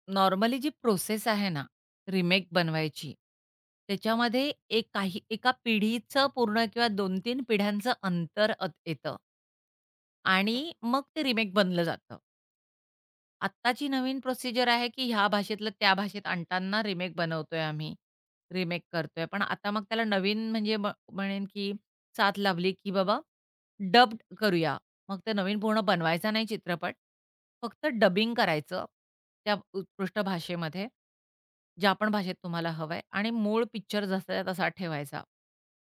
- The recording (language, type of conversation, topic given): Marathi, podcast, रिमेक करताना मूळ कथेचा गाभा कसा जपावा?
- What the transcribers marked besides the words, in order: tapping; unintelligible speech